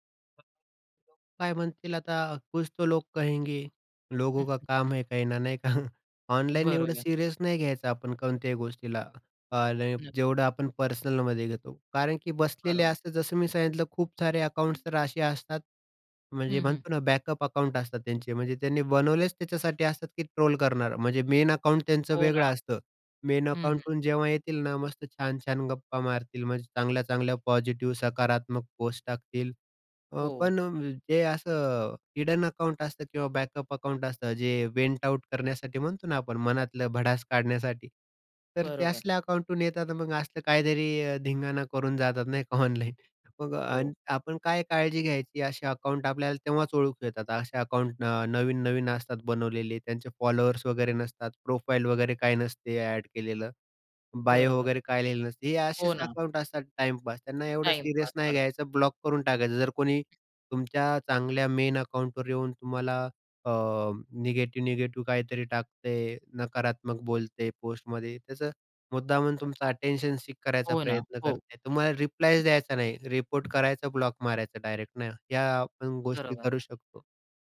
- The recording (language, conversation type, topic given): Marathi, podcast, ऑनलाइन शेमिंग इतके सहज का पसरते, असे तुम्हाला का वाटते?
- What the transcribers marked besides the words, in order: other noise; in Hindi: "कुछ तो लोग कहेंगे, लोगों का काम है कहना"; chuckle; in English: "बॅकअप"; in English: "मेन"; in English: "मेन"; tapping; in English: "हिडन"; in English: "बॅकअप"; in English: "वेन्ट आऊट"; other background noise; in English: "प्रोफाईल"; in English: "मेन"